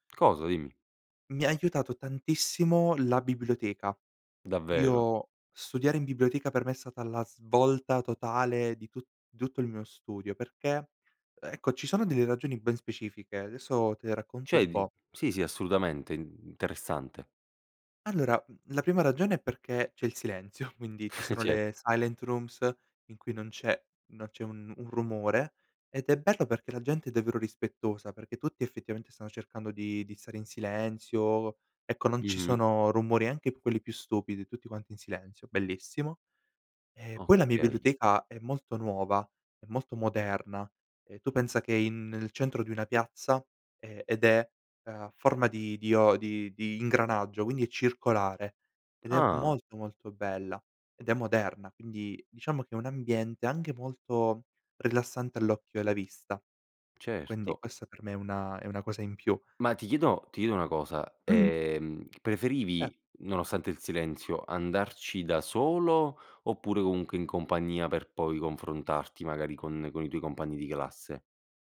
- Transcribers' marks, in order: "Cioè" said as "ceh"; chuckle; laughing while speaking: "Cer"; tapping; in English: "silent rooms"
- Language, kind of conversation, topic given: Italian, podcast, Che ambiente scegli per concentrarti: silenzio o rumore di fondo?